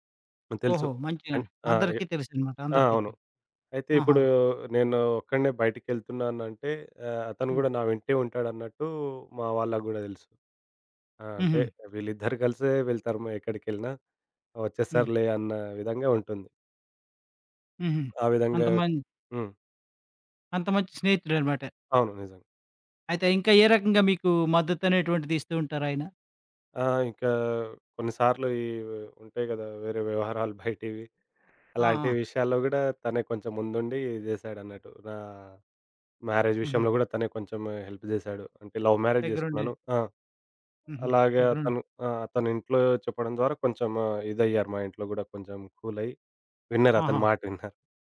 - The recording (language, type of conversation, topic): Telugu, podcast, స్నేహితుడి మద్దతు నీ జీవితాన్ని ఎలా మార్చింది?
- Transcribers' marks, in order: giggle; in English: "మ్యారేజ్"; in English: "హెల్ప్"; in English: "లవ్ మ్యారేజ్"